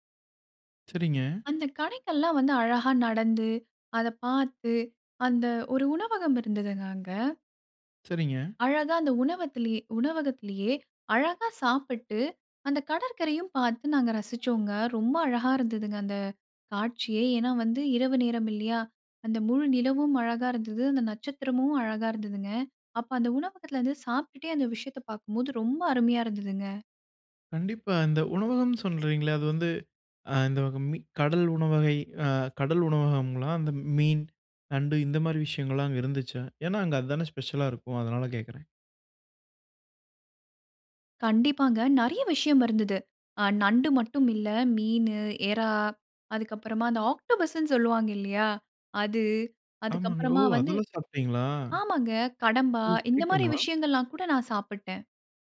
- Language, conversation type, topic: Tamil, podcast, உங்களின் கடற்கரை நினைவொன்றை பகிர முடியுமா?
- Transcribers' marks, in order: other noise; anticipating: "ஏன்னா அங்க அது தானே ஸ்பெஷலா இருக்கும் அதனால கேக்குறேன்"; surprised: "ஓ! அதெல்லாம் சாப்பிட்டீங்களா?"; joyful: "கடம்பா இந்த மாரி விஷயங்கள்லாம் கூட நான் சாப்புட்டேன்"